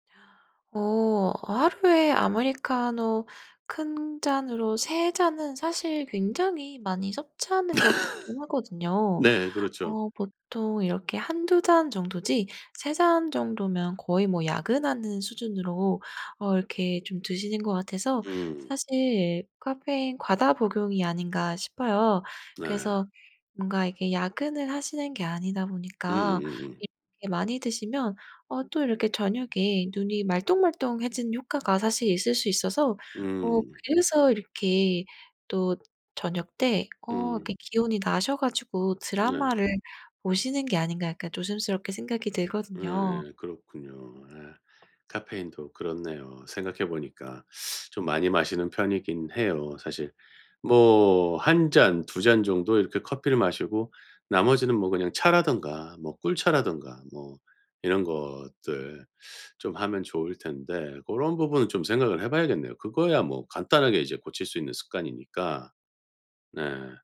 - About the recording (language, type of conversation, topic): Korean, advice, 규칙적인 수면 습관을 지키지 못해서 낮에 계속 피곤한데 어떻게 하면 좋을까요?
- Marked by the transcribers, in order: laugh; tapping; teeth sucking